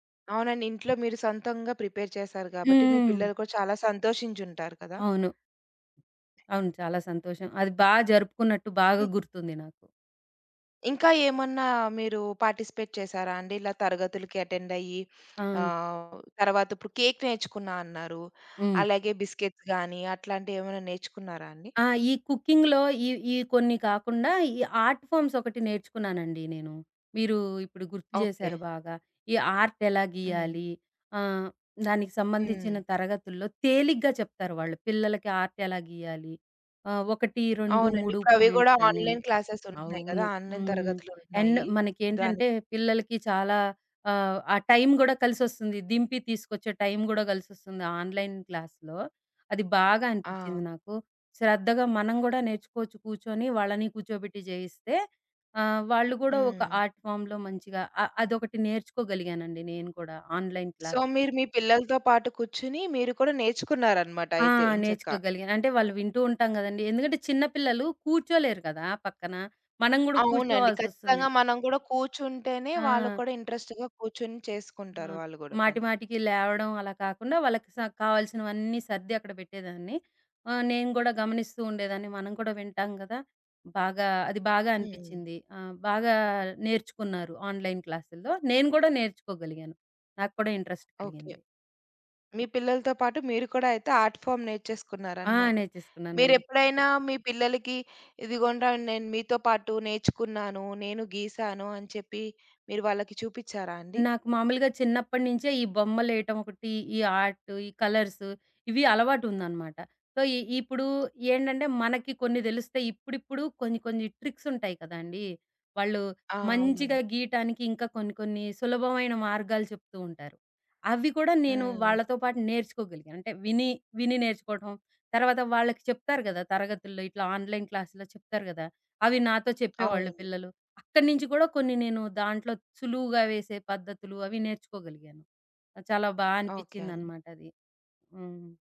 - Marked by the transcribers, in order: other background noise; in English: "ప్రిపేర్"; tapping; in English: "పార్టిసిపేట్"; in English: "అటెండ్"; in English: "బిస్కిట్స్"; in English: "కుకింగ్‌లో"; in English: "ఆర్ట్ ఫామ్స్"; in English: "ఆర్ట్"; in English: "ఆర్ట్"; in English: "పాయింట్స్"; in English: "ఆన్‌లైన్ క్లాసెస్"; in English: "అండ్"; in English: "ఆన్‌లైన్"; in English: "ఆన్‌లైన్ క్లాస్‌లో"; in English: "ఆర్ట్ ఫార్మ్‌లో"; in English: "ఆన్‌లైన్ క్లాస్"; in English: "సో"; in English: "ఇంట్రెస్ట్‌గా"; in English: "ఆన్‌లైన్"; in English: "ఇంట్రెస్ట్"; in English: "ఆర్ట్ ఫార్మ్"; in English: "సో"; in English: "ఆన్‌లైన్ క్లాస్‌లో"
- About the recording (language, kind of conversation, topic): Telugu, podcast, ఆన్‌లైన్ తరగతులు మీకు ఎలా అనుభవమయ్యాయి?